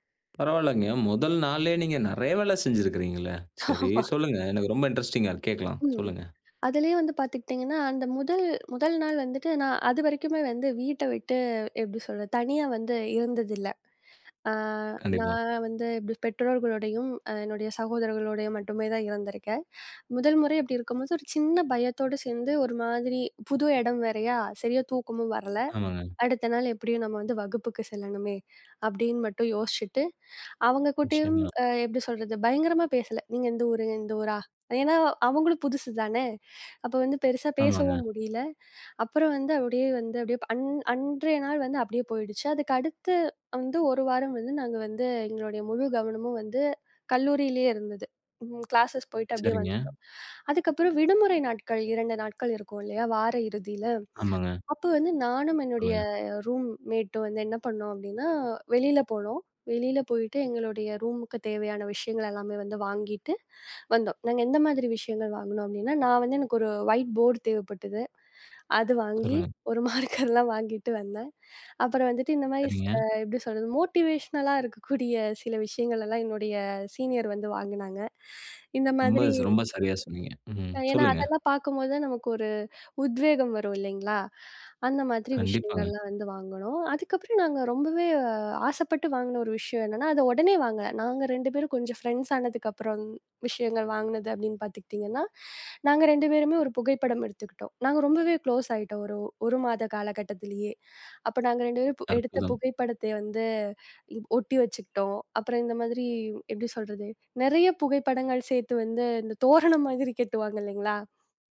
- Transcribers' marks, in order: laughing while speaking: "ஆமா"; in English: "இன்ட்ரெஸ்ட்டிங்கா"; in English: "கிளாசஸ்"; in English: "ரூம் மெட்டும்"; in English: "வொய்ட் போர்ட்"; laughing while speaking: "அது வாங்கி, ஒரு மார்க்கர்லாம் வாங்கிட்டு வந்தேன்"; other noise; in English: "மார்க்கர்லாம்"; in English: "மோட்டிவெஷ்னல்லா"; in English: "சீனியர்"; in English: "க்ளோஸ்"; laughing while speaking: "தோரணை மாதிரி கட்டுவாங்க இல்லீங்களா?"
- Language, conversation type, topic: Tamil, podcast, சிறிய அறையை பயனுள்ளதாக எப்படிச் மாற்றுவீர்கள்?